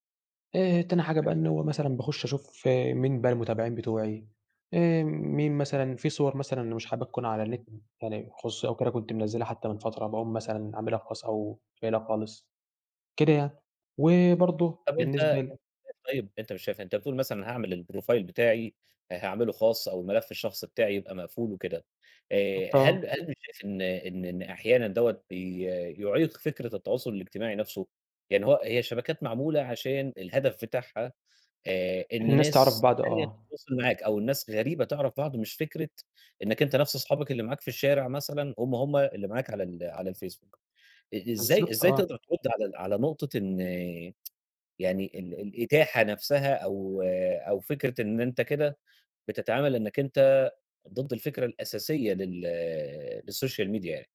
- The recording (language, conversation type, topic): Arabic, podcast, إزاي بتحمي خصوصيتك على الشبكات الاجتماعية؟
- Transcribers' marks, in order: in English: "الprofile"; tapping; tsk; in English: "للsocial media"